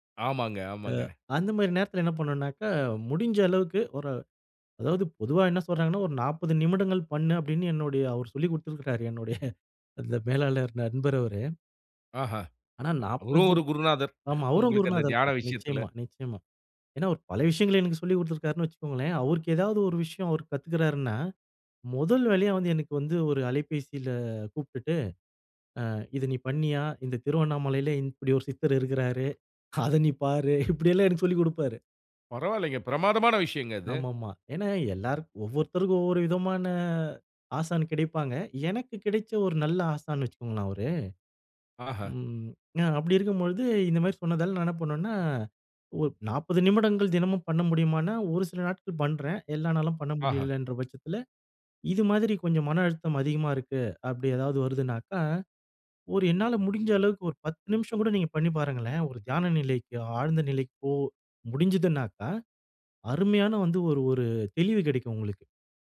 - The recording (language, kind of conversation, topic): Tamil, podcast, அழுத்தம் அதிகமான நாளை நீங்கள் எப்படிச் சமாளிக்கிறீர்கள்?
- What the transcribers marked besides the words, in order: laughing while speaking: "என்னோடய அந்த மேலாளர் நண்பர் அவரு"; laughing while speaking: "உங்களுக்கு அந்த தியான விஷயத்தில"; laughing while speaking: "திருவண்ணாமலையில ன் இப்படி ஒரு சித்தர் … எனக்கு சொல்லிக் கொடுப்பாரு"; surprised: "பிரமாதமான விஷயங்க அது"; surprised: "ஆஹா!"; surprised: "ஆஹா!"; other background noise